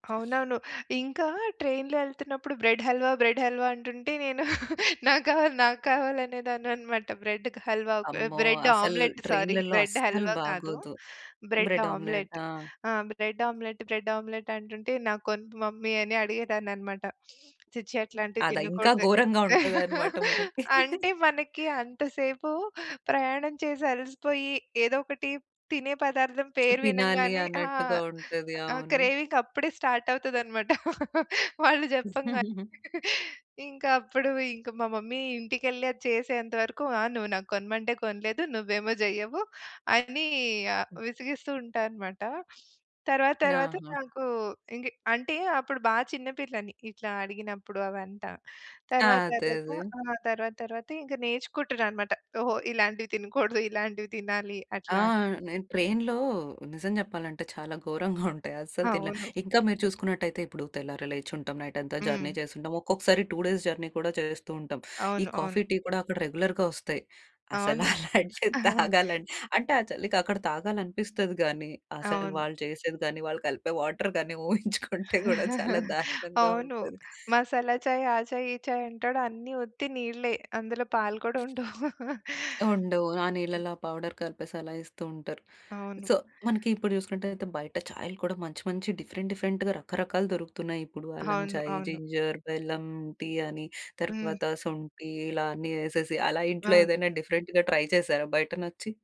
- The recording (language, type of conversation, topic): Telugu, podcast, బజార్లో లభించని పదార్థాలు ఉంటే వాటికి మీరు సాధారణంగా ఏ విధంగా ప్రత్యామ్నాయం ఎంచుకుని వంటలో మార్పులు చేస్తారు?
- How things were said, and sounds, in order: laughing while speaking: "నేను నాకావాలి, నాకావాలి అనేదానన్నమాట"; in English: "సారీ"; in English: "మమ్మీ"; other background noise; laugh; in English: "క్రేవింగ్"; in English: "స్టార్ట్"; laugh; chuckle; in English: "మమ్మీ"; giggle; in English: "నైట్"; in English: "జర్నీ"; in English: "టూ డేస్ జర్నీ"; in English: "రెగ్యులర్‌గా"; laughing while speaking: "అసలు అలాంటివి తాగాలంటే"; in English: "వాటర్"; giggle; chuckle; in English: "పౌడర్"; chuckle; in English: "సో"; in English: "డిఫరెంట్ డిఫరెంట్‌గా"; in English: "జింజర్"; in English: "డిఫరెంట్‌గా ట్రై"